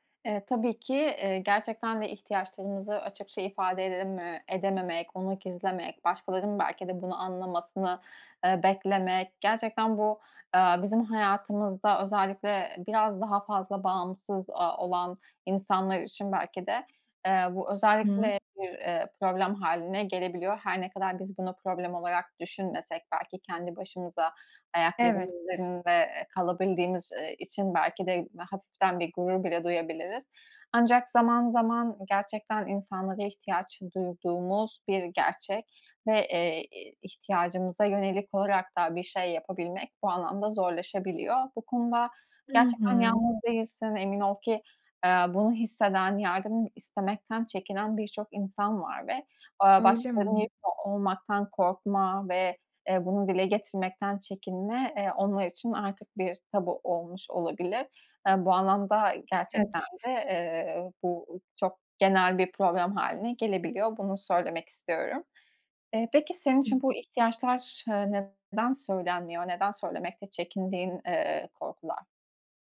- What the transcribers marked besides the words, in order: other background noise
- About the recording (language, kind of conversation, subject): Turkish, advice, İş yerinde ve evde ihtiyaçlarımı nasıl açık, net ve nazikçe ifade edebilirim?
- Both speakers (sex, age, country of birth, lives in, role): female, 20-24, Turkey, Germany, user; female, 25-29, Turkey, Hungary, advisor